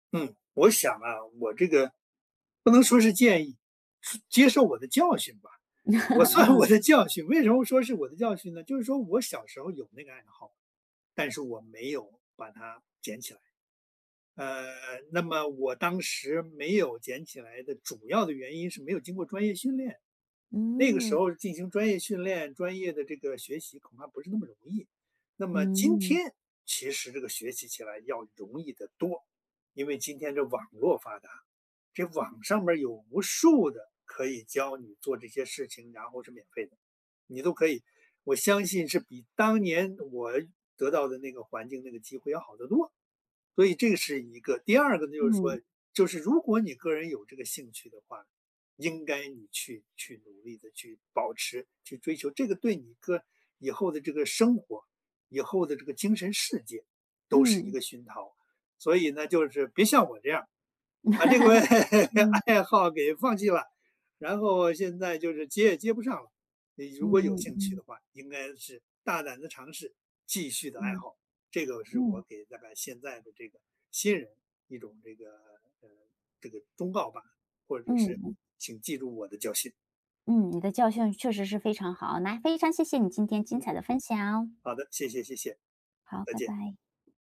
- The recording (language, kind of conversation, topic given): Chinese, podcast, 是什么原因让你没能继续以前的爱好？
- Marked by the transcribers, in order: laughing while speaking: "算我的"; laugh; laugh; laughing while speaking: "个爱好"; tapping